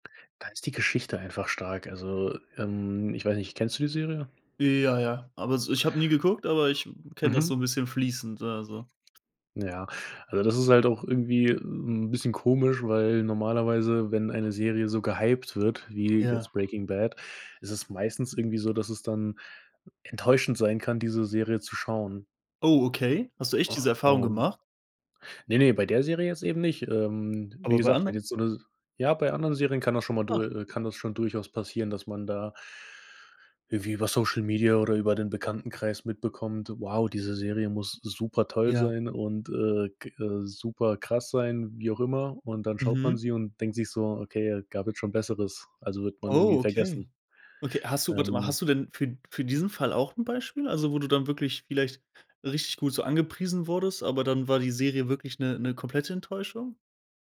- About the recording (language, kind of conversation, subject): German, podcast, Warum schauen immer mehr Menschen Serien aus anderen Ländern?
- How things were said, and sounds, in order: other background noise; surprised: "Oh, okay"